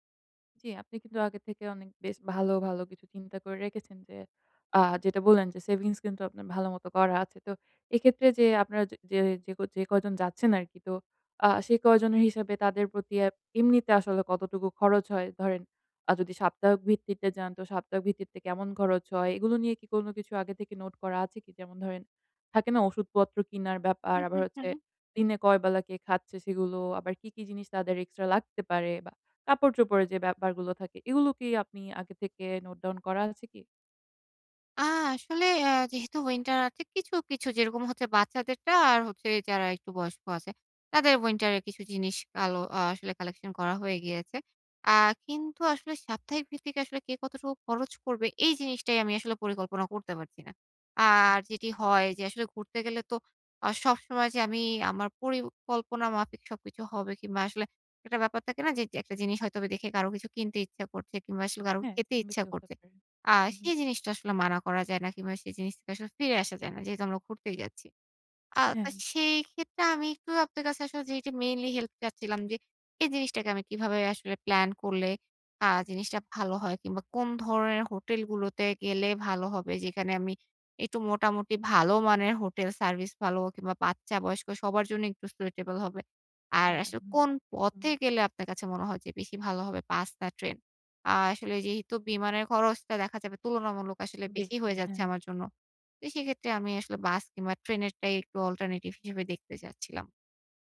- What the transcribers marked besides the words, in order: tapping; "সাপ্তাহিক" said as "সাপ্তাহক"; "সাপ্তাহিক" said as "সাপ্তাহক"; other background noise; unintelligible speech; in English: "suitable"
- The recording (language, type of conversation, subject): Bengali, advice, ভ্রমণের জন্য কীভাবে বাস্তবসম্মত বাজেট পরিকল্পনা করে সাশ্রয় করতে পারি?